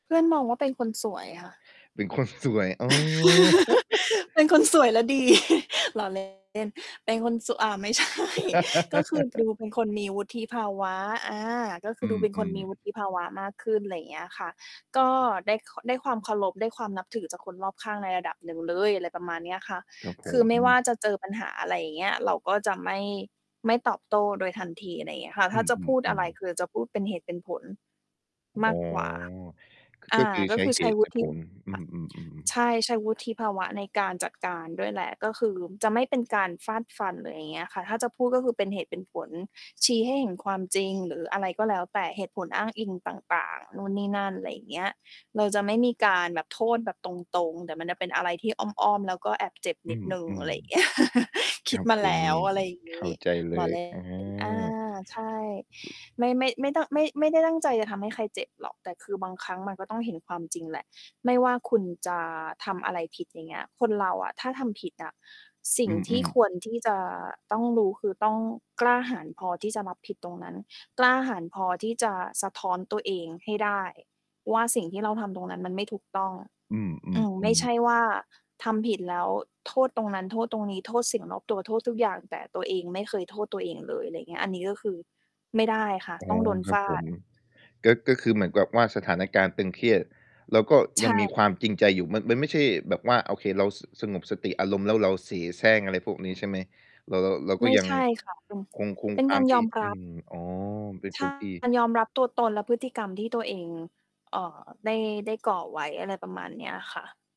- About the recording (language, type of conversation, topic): Thai, podcast, ช่วยเล่าเทคนิคตั้งสติให้สงบเมื่ออยู่ในสถานการณ์ตึงเครียดหน่อยได้ไหม?
- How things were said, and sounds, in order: static; laugh; chuckle; distorted speech; giggle; laughing while speaking: "ไม่ใช่"; tapping; laugh; laugh; other noise